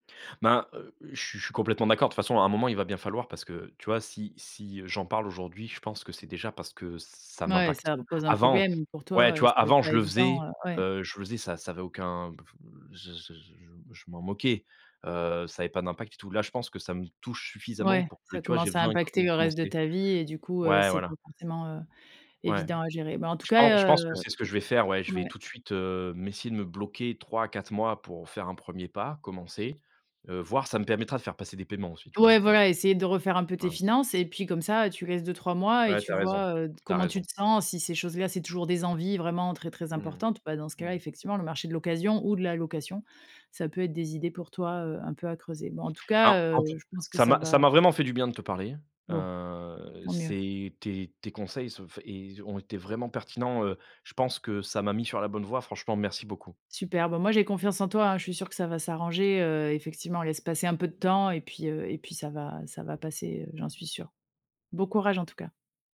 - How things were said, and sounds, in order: tapping; stressed: "ou"; drawn out: "heu"
- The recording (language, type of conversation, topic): French, advice, Pourquoi achetez-vous des objets coûteux que vous utilisez peu, mais que vous pensez nécessaires ?